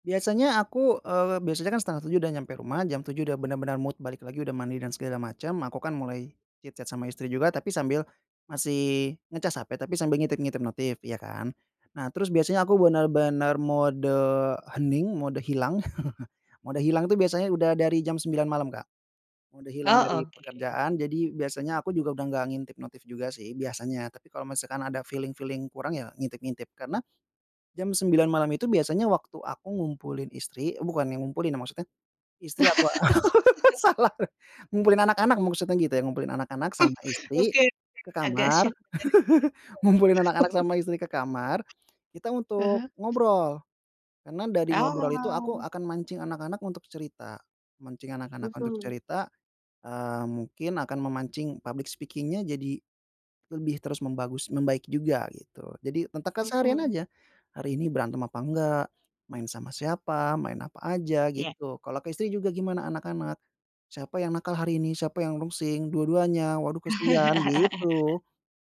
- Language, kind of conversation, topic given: Indonesian, podcast, Bagaimana cara kamu menjaga keseimbangan antara kehidupan sehari-hari dan penggunaan gawai?
- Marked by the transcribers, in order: in English: "mood"; in English: "chit-chat"; chuckle; in English: "feeling-feeling"; laugh; tapping; chuckle; laugh; laughing while speaking: "salah"; laugh; unintelligible speech; chuckle; other background noise; laugh; laughing while speaking: "ngumpulin"; drawn out: "Oh!"; in English: "public speaking-nya"; laugh